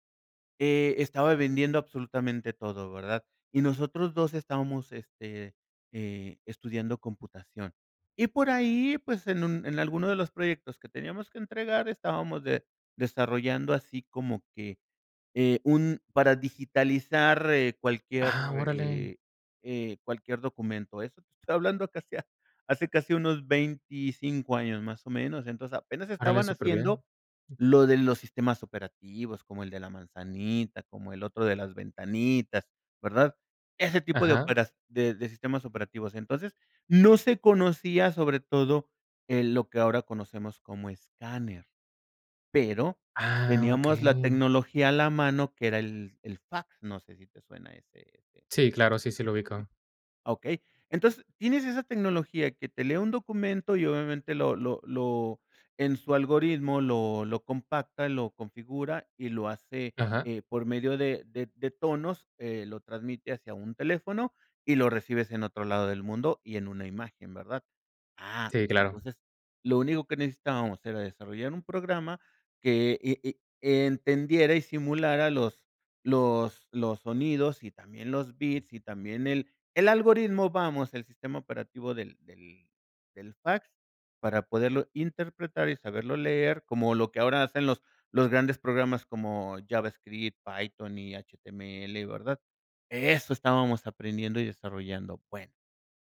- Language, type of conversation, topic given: Spanish, podcast, ¿Cómo decides entre la seguridad laboral y tu pasión profesional?
- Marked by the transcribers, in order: other background noise; other noise; tapping